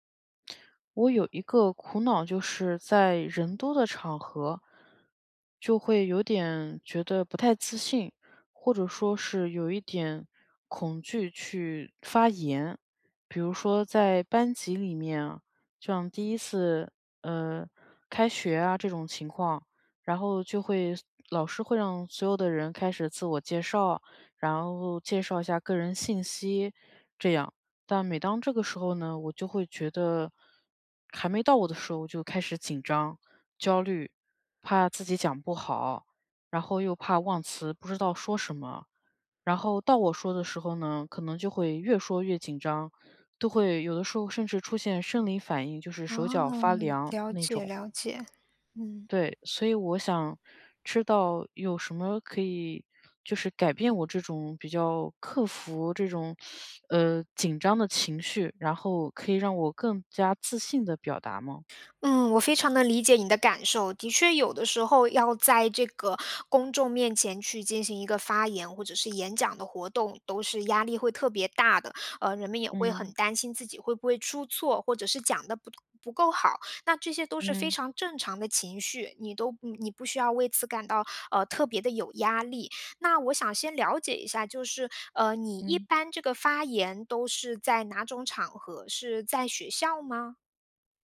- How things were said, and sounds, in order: teeth sucking
- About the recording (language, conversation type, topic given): Chinese, advice, 在群体中如何更自信地表达自己的意见？